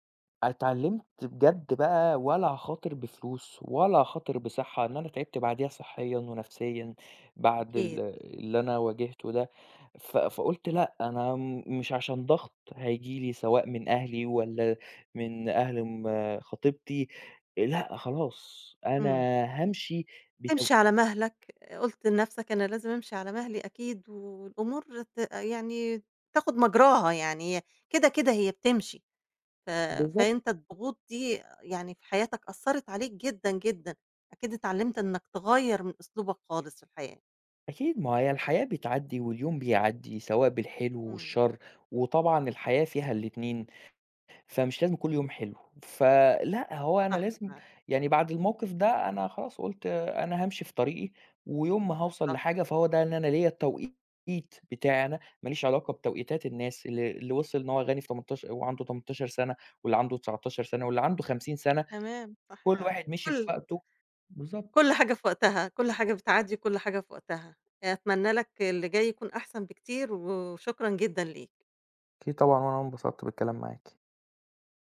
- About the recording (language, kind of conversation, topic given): Arabic, podcast, إزاي الضغط الاجتماعي بيأثر على قراراتك لما تاخد مخاطرة؟
- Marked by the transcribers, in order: tapping